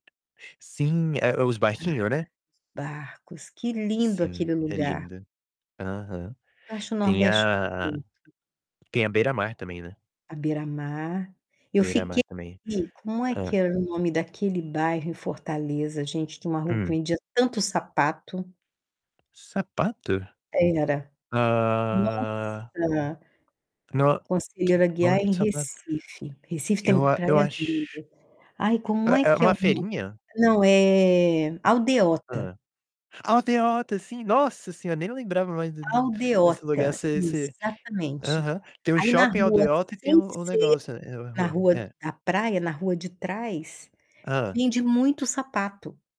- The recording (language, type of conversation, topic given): Portuguese, unstructured, Qual é a lembrança mais feliz que você tem na praia?
- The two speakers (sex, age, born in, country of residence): female, 65-69, Brazil, Portugal; male, 20-24, Brazil, United States
- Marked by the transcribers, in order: tapping; unintelligible speech; distorted speech; drawn out: "Ah"